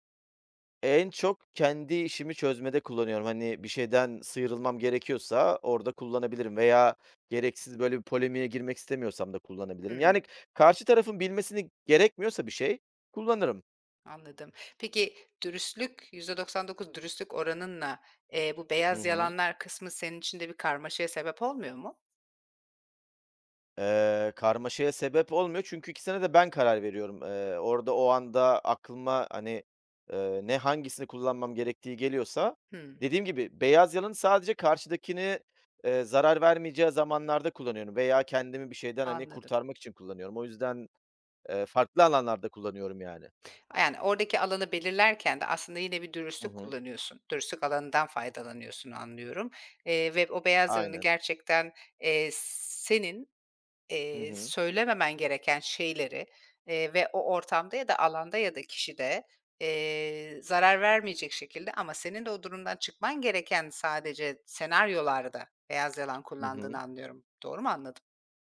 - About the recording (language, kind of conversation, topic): Turkish, podcast, Kibarlık ile dürüstlük arasında nasıl denge kurarsın?
- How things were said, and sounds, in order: none